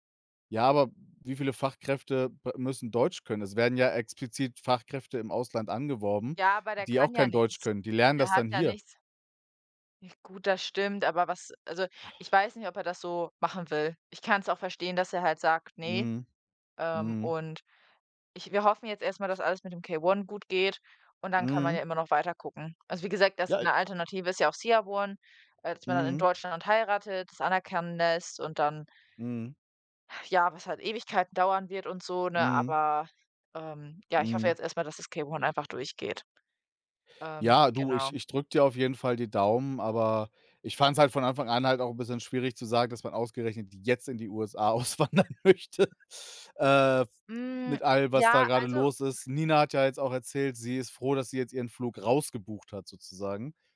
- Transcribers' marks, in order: stressed: "jetzt"; laughing while speaking: "auswandern möchte"; other noise
- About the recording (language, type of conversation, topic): German, unstructured, Was war dein spannendstes Arbeitserlebnis?